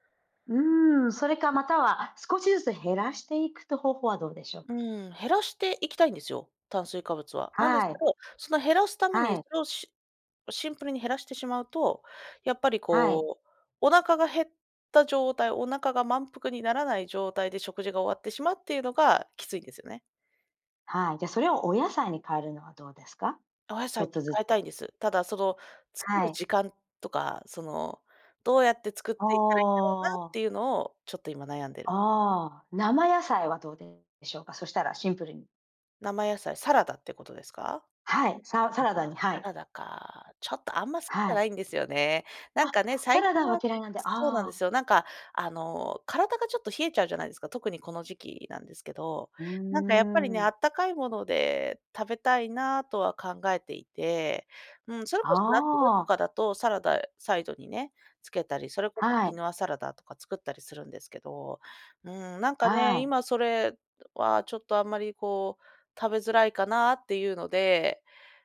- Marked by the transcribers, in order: none
- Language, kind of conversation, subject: Japanese, advice, なぜ生活習慣を変えたいのに続かないのでしょうか？
- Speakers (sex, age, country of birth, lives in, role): female, 30-34, Japan, Poland, user; female, 40-44, Japan, United States, advisor